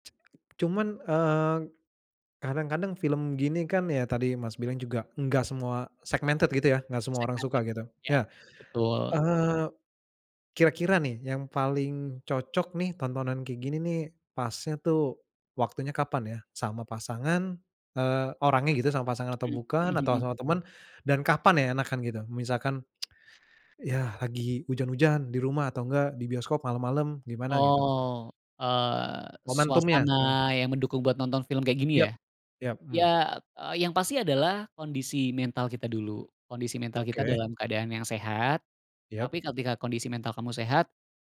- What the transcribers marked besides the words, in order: other background noise; in English: "segmented"; in English: "Segmented"; tapping; tsk
- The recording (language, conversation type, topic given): Indonesian, podcast, Film atau serial apa yang selalu kamu rekomendasikan, dan kenapa?